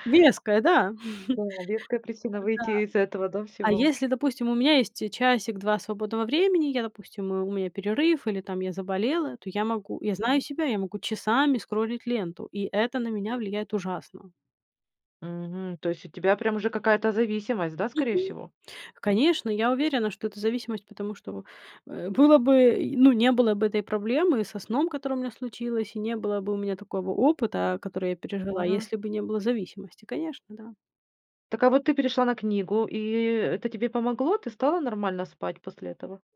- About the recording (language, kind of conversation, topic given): Russian, podcast, Что вы думаете о влиянии экранов на сон?
- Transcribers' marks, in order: chuckle; other noise; other background noise